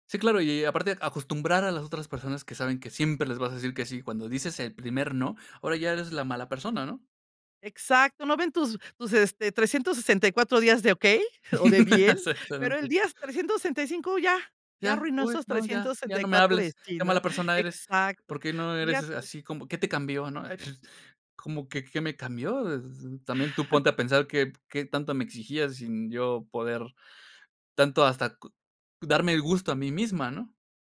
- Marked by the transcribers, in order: laugh; chuckle; other noise; chuckle
- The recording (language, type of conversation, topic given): Spanish, podcast, ¿Cómo equilibras la lealtad familiar y tu propio bienestar?